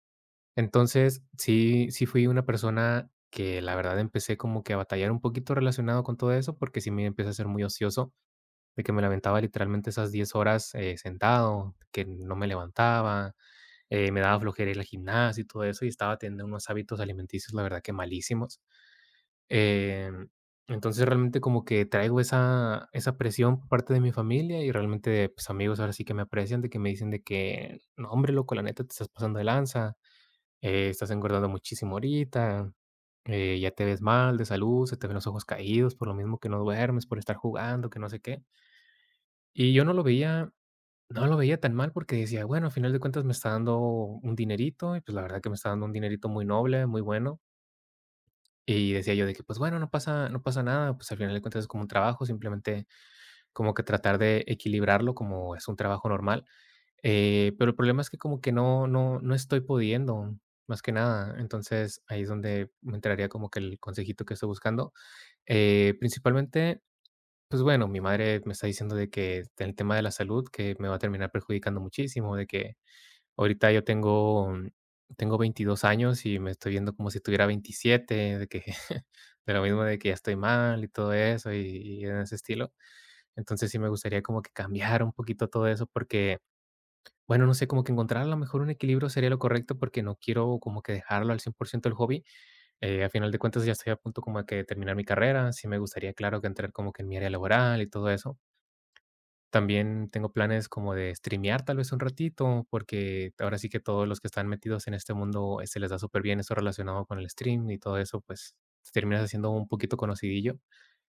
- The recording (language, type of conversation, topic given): Spanish, advice, ¿Cómo puedo manejar la presión de sacrificar mis hobbies o mi salud por las demandas de otras personas?
- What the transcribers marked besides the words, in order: laughing while speaking: "de que"; tapping